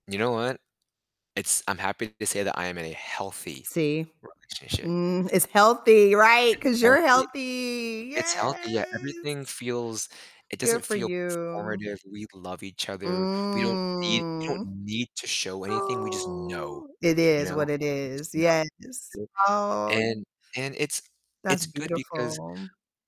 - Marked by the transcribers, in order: static; distorted speech; other background noise; drawn out: "Yes!"; drawn out: "Mm. Oh"; stressed: "know"
- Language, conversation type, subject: English, unstructured, How can you practice gratitude in relationships without it feeling performative?